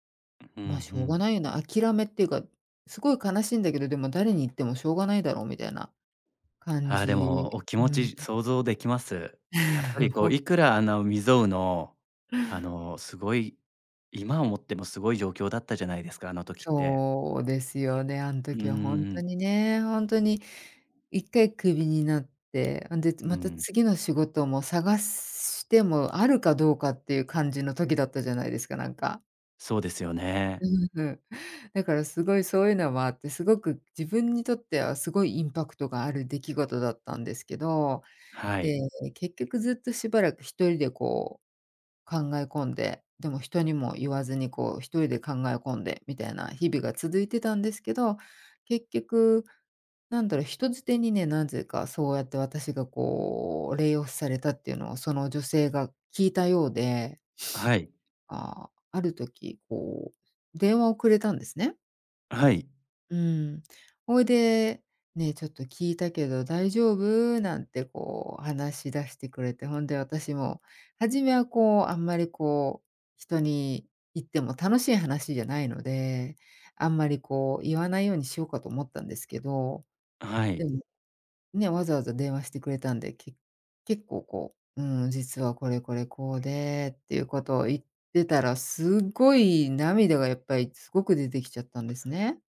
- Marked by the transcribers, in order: chuckle; in English: "レイオフ"; sniff
- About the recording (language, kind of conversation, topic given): Japanese, podcast, 良いメンターの条件って何だと思う？